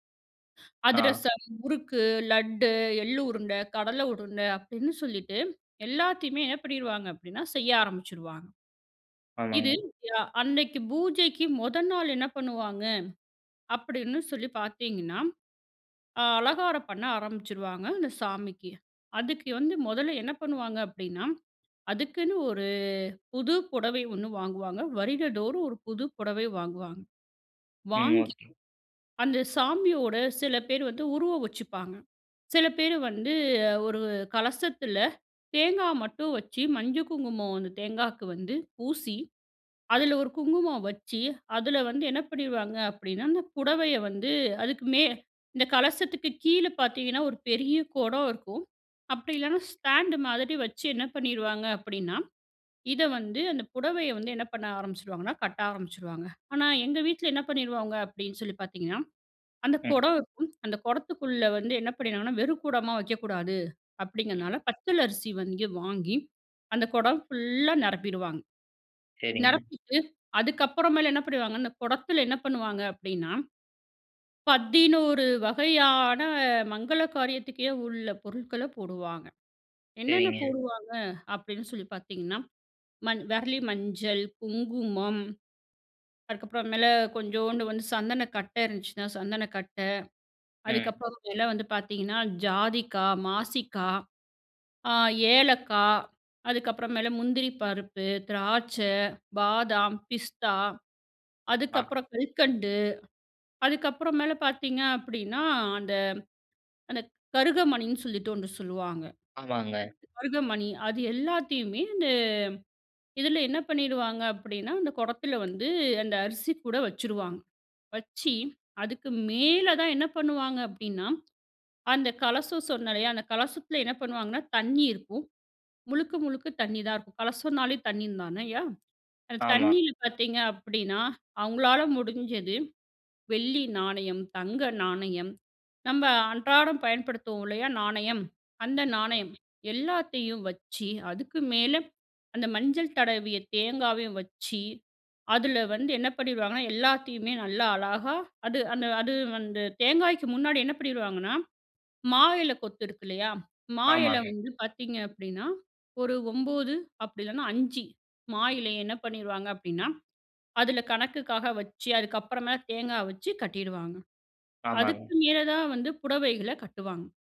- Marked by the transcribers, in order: other background noise; drawn out: "ஒரு"; drawn out: "வகையான"; other noise
- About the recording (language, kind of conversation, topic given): Tamil, podcast, வீட்டில் வழக்கமான தினசரி வழிபாடு இருந்தால் அது எப்படிச் நடைபெறுகிறது?